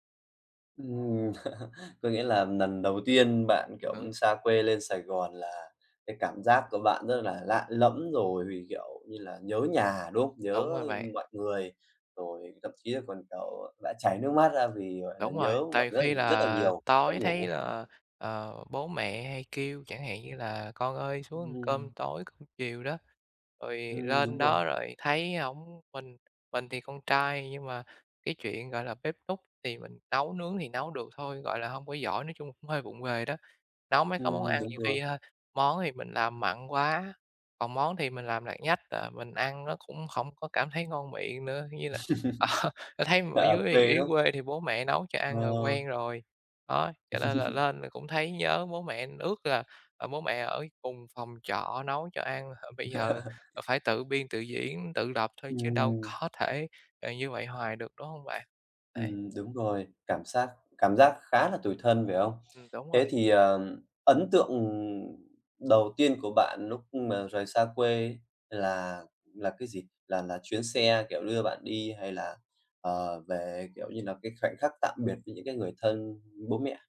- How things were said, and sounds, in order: chuckle; tapping; laugh; laughing while speaking: "à"; laugh; laugh; other background noise
- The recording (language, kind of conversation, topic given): Vietnamese, podcast, Lần đầu tiên rời quê đi xa, bạn cảm thấy thế nào?